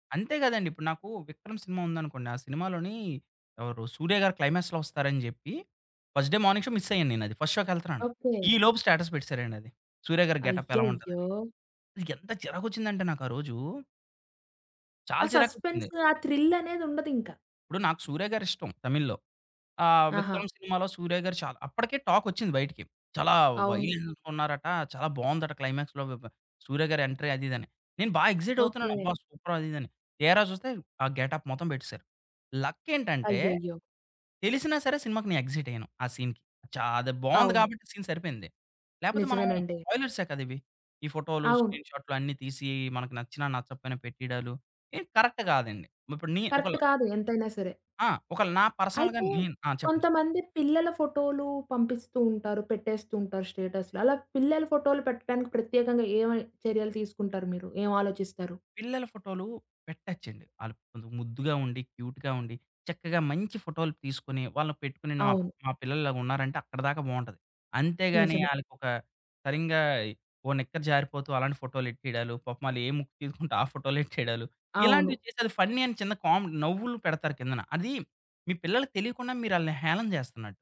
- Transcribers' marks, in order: in English: "క్లైమాక్స్‌లో"; in English: "ఫస్ట్ డే మార్నింగ్ షో మిస్"; in English: "ఫస్ట్ షో‌కి"; in English: "స్టేటస్"; in English: "గెటప్"; tapping; in English: "సస్పెన్స్"; in English: "థ్రిల్"; in English: "వైల్డ్"; in English: "క్లైమాక్స్‌లో"; in English: "ఎంట్రీ"; in English: "ఎక్సైట్"; in English: "సూపర్"; in English: "గెటప్"; in English: "లక్"; in English: "ఎక్సైట్"; in English: "సీన్‌కి"; in English: "సీన్"; in English: "కరెక్ట్"; in English: "కరెక్ట్"; in English: "పర్సనల్‌గా"; in English: "క్యూట్‌గా"; other background noise; laughing while speaking: "ఏ ముక్కు తీసుకుంటే ఆ ఫోటో‌లే ఎట్టిడాలు"; in English: "ఫన్నీ"; in English: "కామెడీ"
- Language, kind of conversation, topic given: Telugu, podcast, నిన్నో ఫొటో లేదా స్క్రీన్‌షాట్ పంపేముందు ఆలోచిస్తావా?